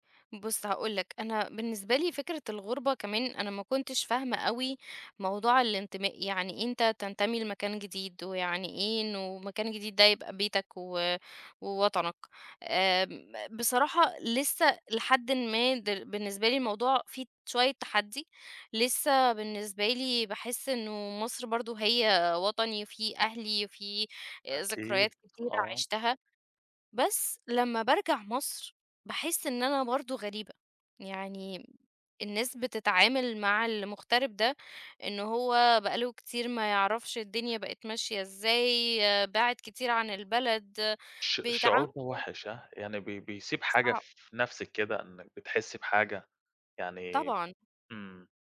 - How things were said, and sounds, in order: none
- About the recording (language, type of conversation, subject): Arabic, podcast, إزاي بتحس بالانتماء لما يكون ليك أصلين؟